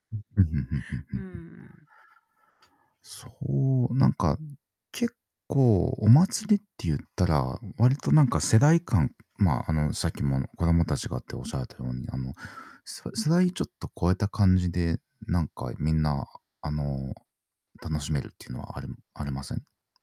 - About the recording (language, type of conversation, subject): Japanese, unstructured, なぜ人はお祭りを大切にするのでしょうか？
- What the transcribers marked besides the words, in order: static